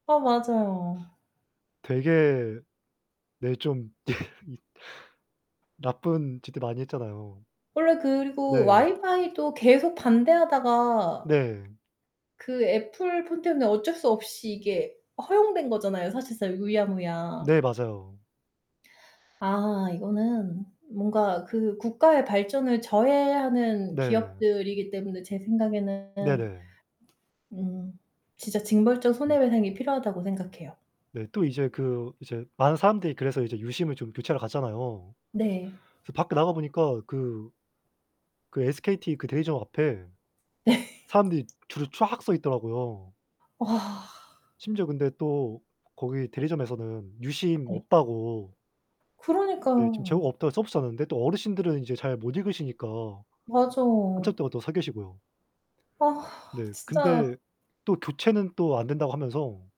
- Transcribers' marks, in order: other background noise; laugh; static; distorted speech; laugh
- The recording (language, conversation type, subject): Korean, unstructured, 요즘 사람들이 가장 걱정하는 사회 문제는 무엇일까요?